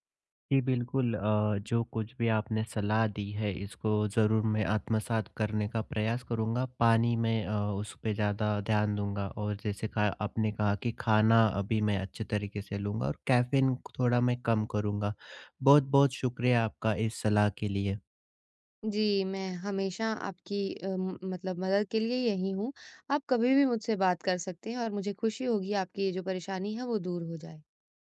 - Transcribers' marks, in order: in English: "कैफीन"; other background noise; tapping
- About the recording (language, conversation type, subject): Hindi, advice, मैं दिनभर कम ऊर्जा और सुस्ती क्यों महसूस कर रहा/रही हूँ?